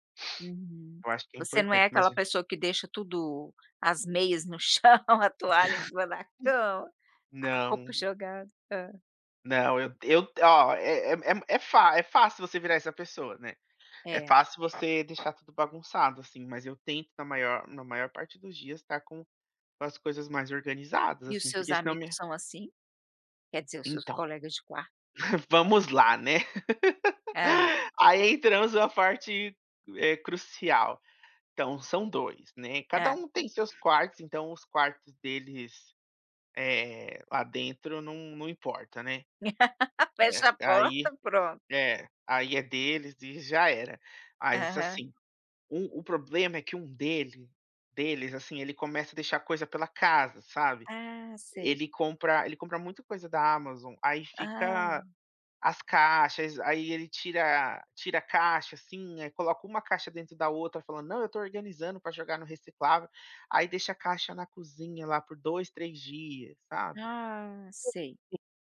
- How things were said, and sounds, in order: laughing while speaking: "no chão, a toalha em cima na cama"; other background noise; tapping; chuckle; laugh; laugh
- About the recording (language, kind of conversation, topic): Portuguese, podcast, Como falar sobre tarefas domésticas sem brigar?